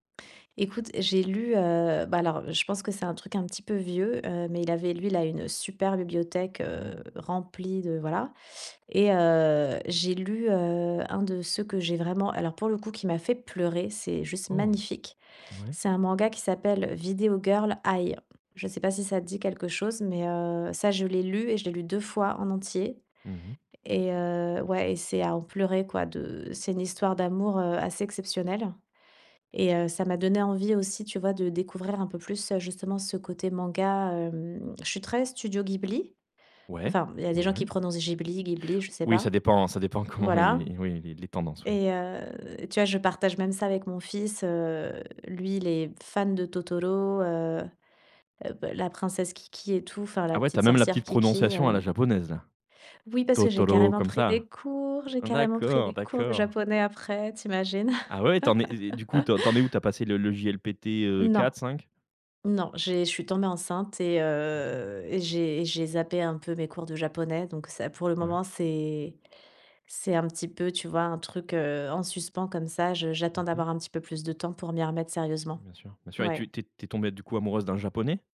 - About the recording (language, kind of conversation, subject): French, podcast, Quel voyage a transformé ta manière de voir les choses ?
- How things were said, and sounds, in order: laugh